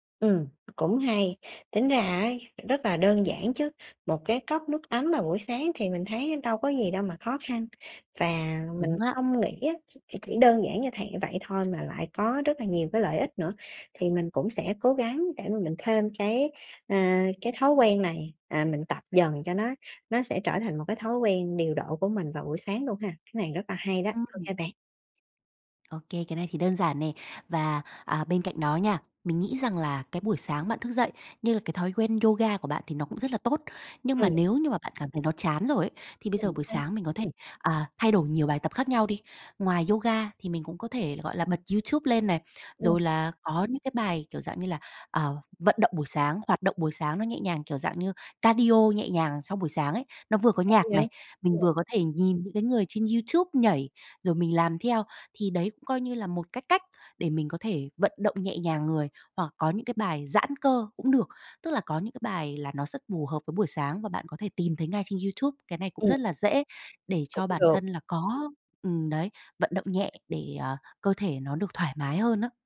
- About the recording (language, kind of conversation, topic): Vietnamese, advice, Làm sao để có buổi sáng tràn đầy năng lượng và bắt đầu ngày mới tốt hơn?
- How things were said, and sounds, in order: tapping; other background noise; in English: "cardio"